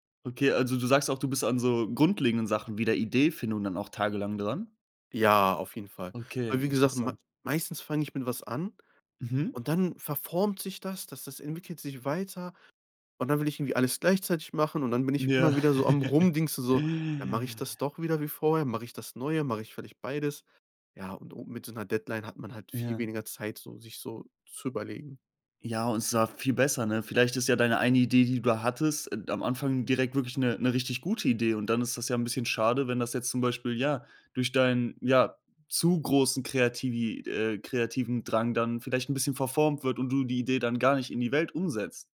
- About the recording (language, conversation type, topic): German, podcast, Welche kleinen Schritte können deine Kreativität fördern?
- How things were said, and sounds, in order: laugh; in English: "Deadline"; stressed: "zu großen"; stressed: "umsetzt"